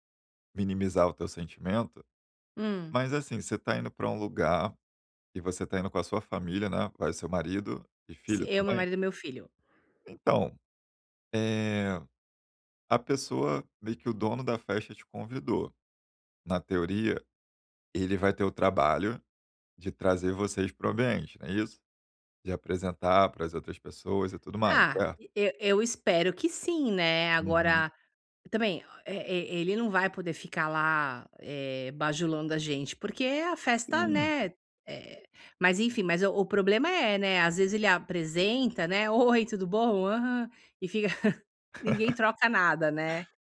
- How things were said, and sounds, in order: laugh
- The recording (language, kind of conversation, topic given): Portuguese, advice, Como posso aproveitar melhor as festas sociais sem me sentir deslocado?
- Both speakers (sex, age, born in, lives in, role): female, 50-54, Brazil, United States, user; male, 35-39, Brazil, Germany, advisor